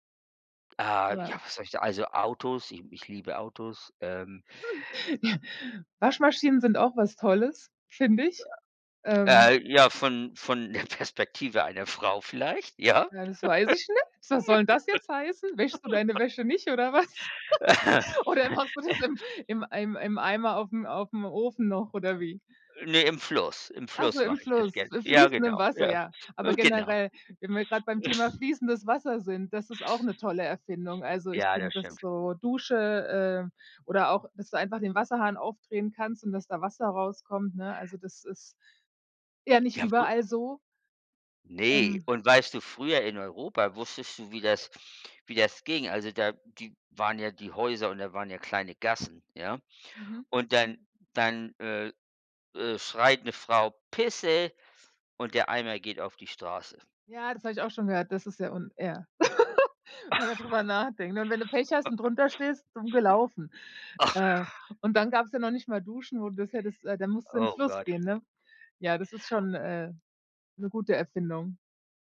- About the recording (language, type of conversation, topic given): German, unstructured, Welche Erfindung würdest du am wenigsten missen wollen?
- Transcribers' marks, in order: chuckle; other background noise; laughing while speaking: "der Perspektive"; laugh; tapping; chuckle; put-on voice: "Pisse"; laugh; snort; giggle; chuckle